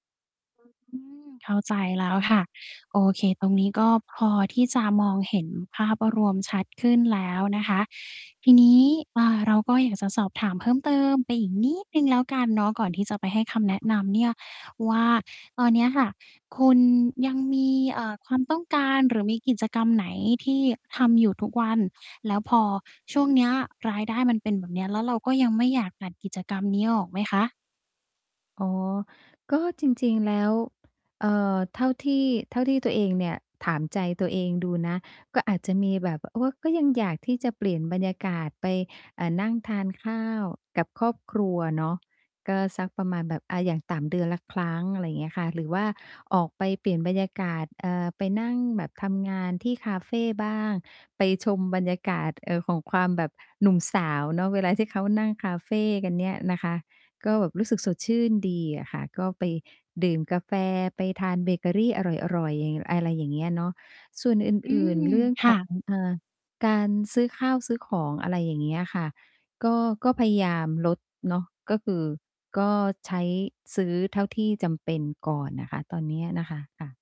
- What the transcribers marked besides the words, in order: distorted speech; stressed: "นิด"; other noise
- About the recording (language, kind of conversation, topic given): Thai, advice, จะทำงบประมาณรายเดือนอย่างไรโดยไม่รู้สึกว่าต้องอดอะไร?